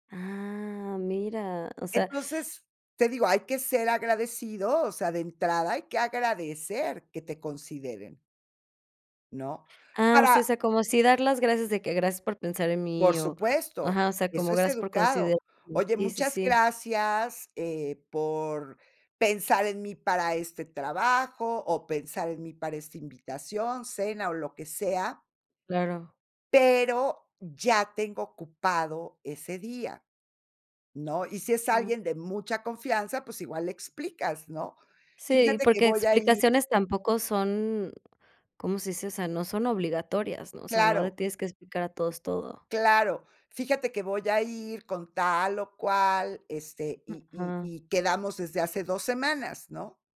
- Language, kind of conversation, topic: Spanish, podcast, ¿Cómo decides cuándo decir no a tareas extra?
- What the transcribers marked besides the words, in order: none